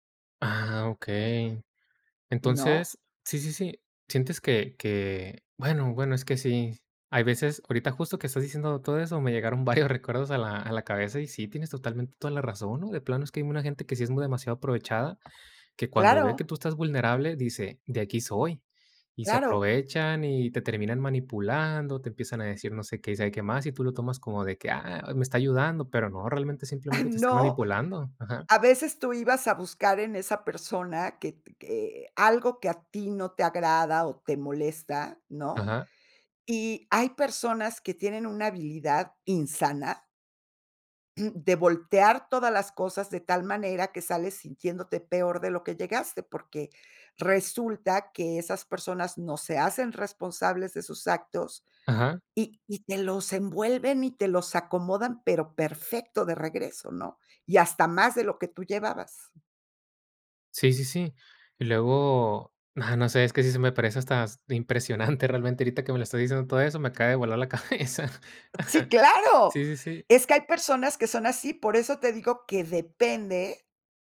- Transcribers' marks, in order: laughing while speaking: "varios"; giggle; throat clearing; other background noise; laughing while speaking: "cabeza"; chuckle
- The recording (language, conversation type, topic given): Spanish, podcast, ¿Qué papel juega la vulnerabilidad al comunicarnos con claridad?